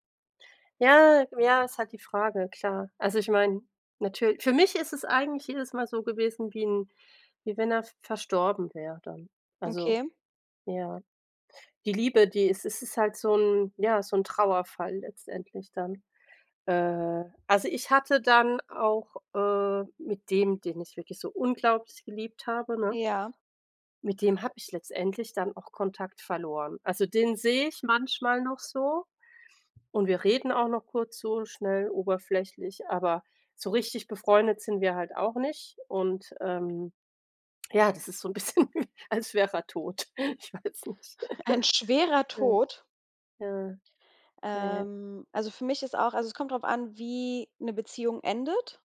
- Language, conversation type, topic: German, unstructured, Was hilft dir, wenn du jemanden vermisst?
- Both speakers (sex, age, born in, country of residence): female, 30-34, Italy, Germany; female, 40-44, Germany, France
- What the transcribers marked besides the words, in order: stressed: "unglaublich"; other background noise; laughing while speaking: "bisschen, als wär er tot. Ich weiß nicht"; chuckle; stressed: "schwerer"; laugh